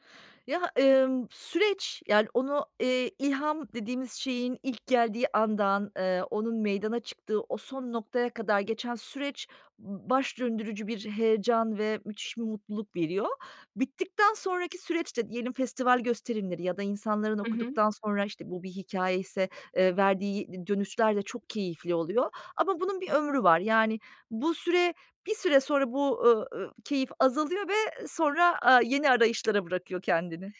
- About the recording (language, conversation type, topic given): Turkish, podcast, Anlık ilham ile planlı çalışma arasında nasıl gidip gelirsin?
- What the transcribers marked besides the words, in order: none